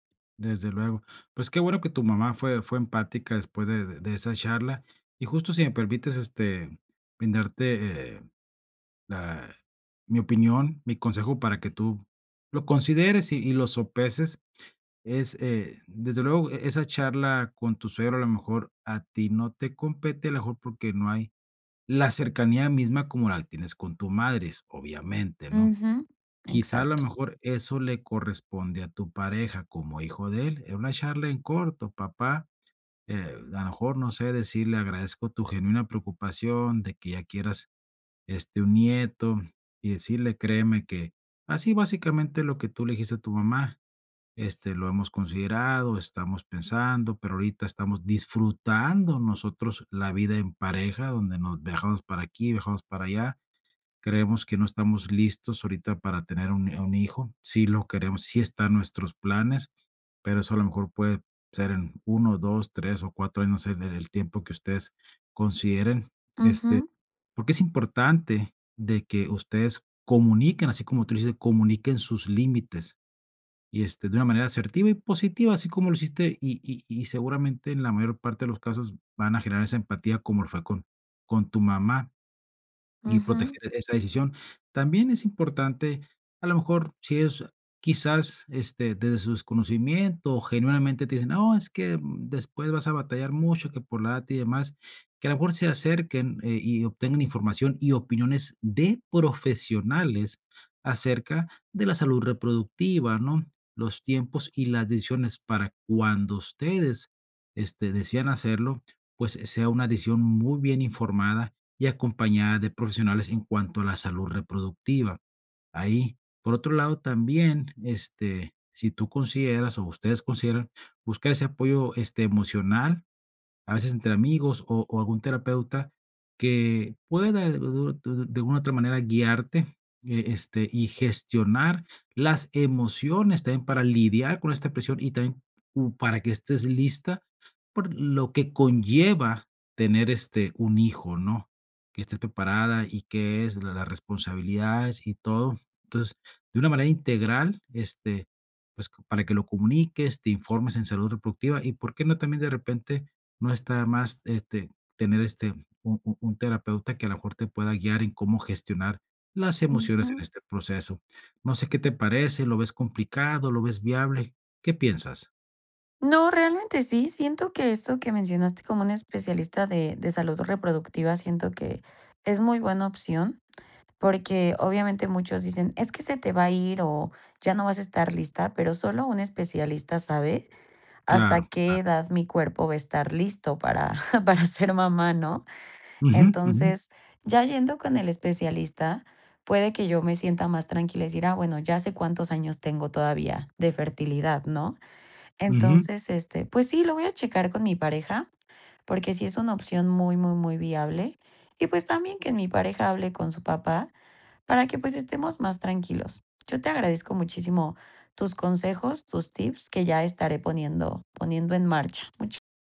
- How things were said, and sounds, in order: tapping; laughing while speaking: "para ser mamá"
- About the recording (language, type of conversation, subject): Spanish, advice, ¿Cómo puedo manejar la presión de otras personas para tener hijos o justificar que no los quiero?